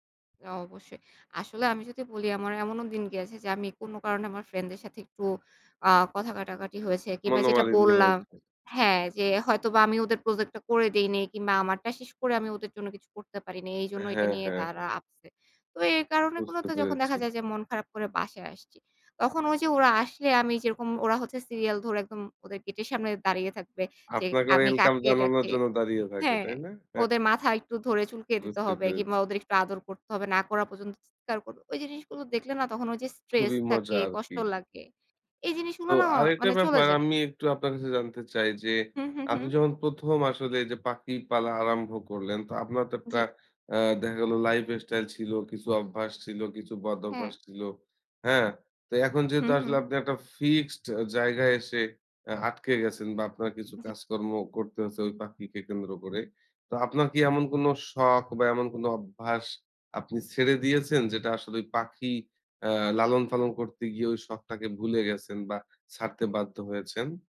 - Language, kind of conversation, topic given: Bengali, podcast, তুমি যে শখ নিয়ে সবচেয়ে বেশি উচ্ছ্বসিত, সেটা কীভাবে শুরু করেছিলে?
- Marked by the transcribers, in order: other background noise; scoff